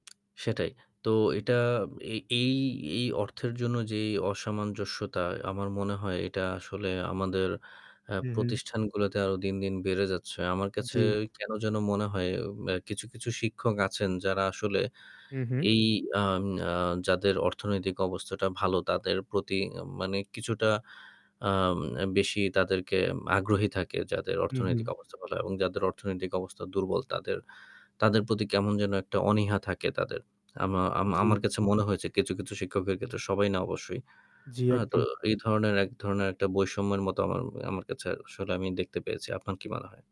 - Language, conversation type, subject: Bengali, unstructured, সবার জন্য শিক্ষার সুযোগ সমান হওয়া কেন উচিত?
- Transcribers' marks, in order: static; tapping